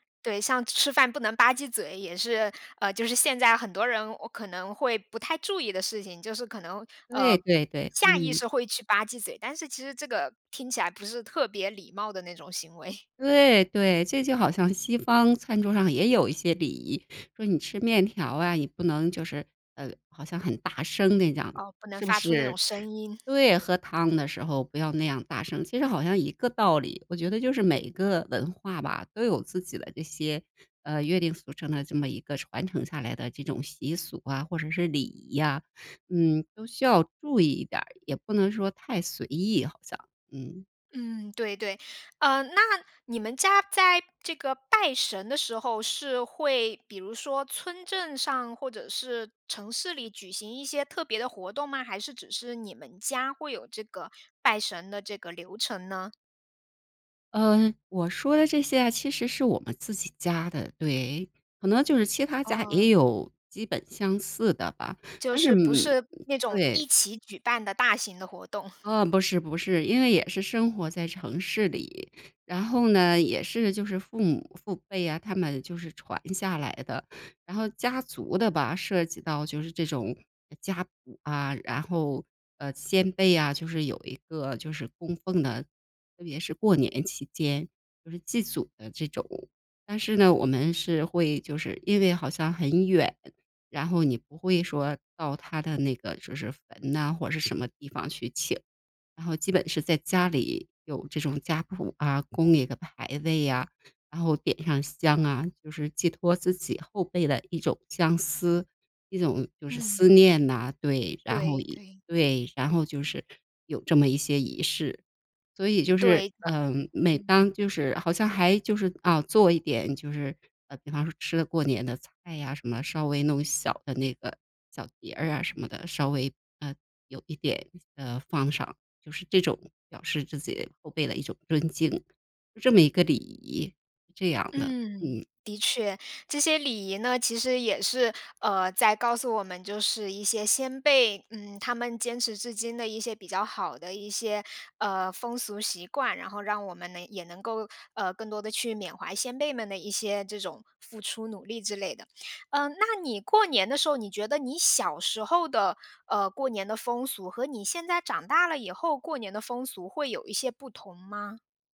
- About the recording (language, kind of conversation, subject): Chinese, podcast, 你们家平时有哪些日常习俗？
- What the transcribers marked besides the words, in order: laughing while speaking: "行为"; other background noise; chuckle